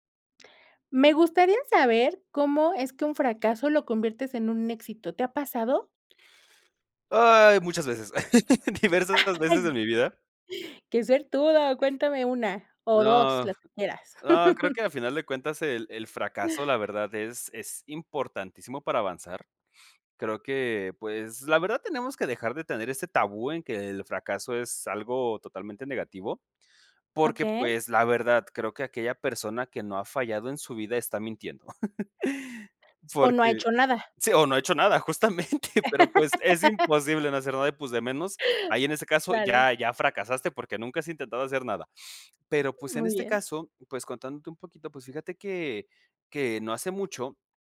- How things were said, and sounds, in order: stressed: "Ay"; laugh; laughing while speaking: "Diversas"; laugh; other background noise; laugh; chuckle; sniff; laugh; chuckle; laugh; sniff
- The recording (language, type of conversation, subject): Spanish, podcast, ¿Cómo usas el fracaso como trampolín creativo?